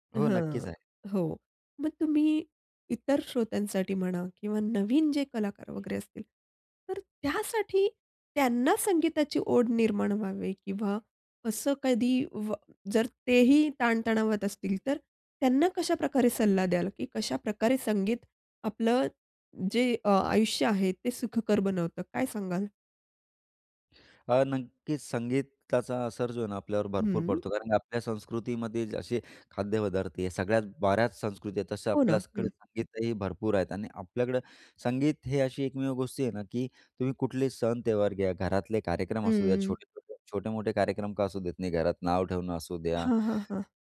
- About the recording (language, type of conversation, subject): Marathi, podcast, ज्याने तुम्हाला संगीताकडे ओढले, त्याचा तुमच्यावर नेमका काय प्रभाव पडला?
- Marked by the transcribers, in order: tapping